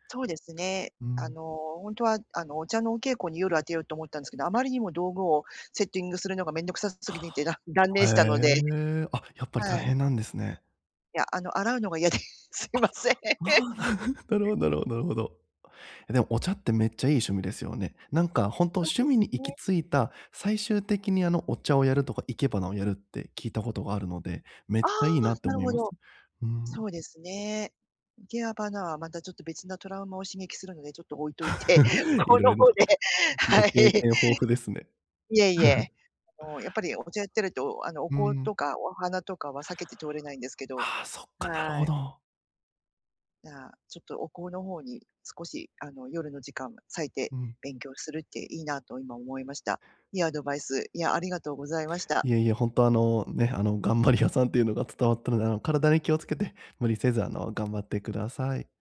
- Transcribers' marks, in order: other background noise; chuckle; laughing while speaking: "すいません"; chuckle; "生け花" said as "いけや花"; chuckle; laughing while speaking: "この方で、はい"; chuckle
- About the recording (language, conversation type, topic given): Japanese, advice, 夜にリラックスできる習慣はどうやって身につければよいですか？